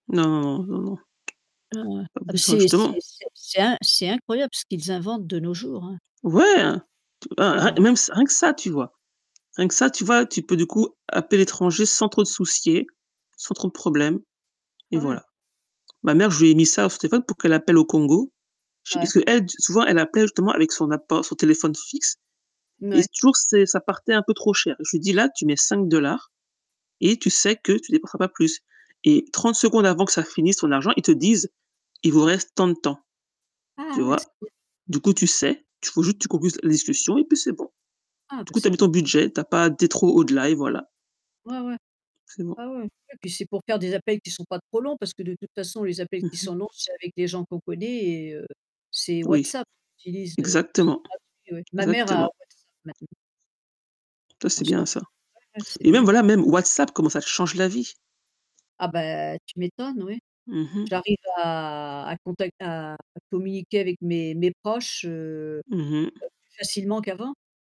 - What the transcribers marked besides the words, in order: tapping; distorted speech; anticipating: "Ouais, hein"; stressed: "Ouais"; cough; static; unintelligible speech; "rajoutes" said as "rejoutes"
- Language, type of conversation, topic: French, unstructured, Quelle invention scientifique a changé le monde selon toi ?